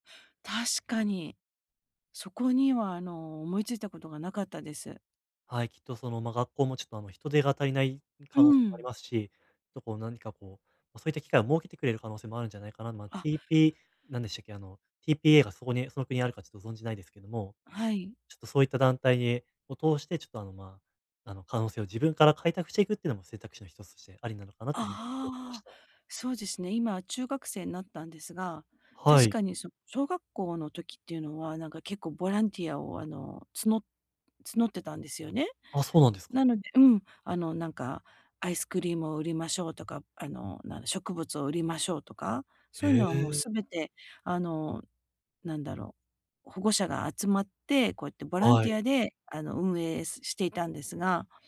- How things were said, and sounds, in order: "PTA" said as "TPA"
- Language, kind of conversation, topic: Japanese, advice, 限られた時間で、どうすれば周りの人や社会に役立つ形で貢献できますか？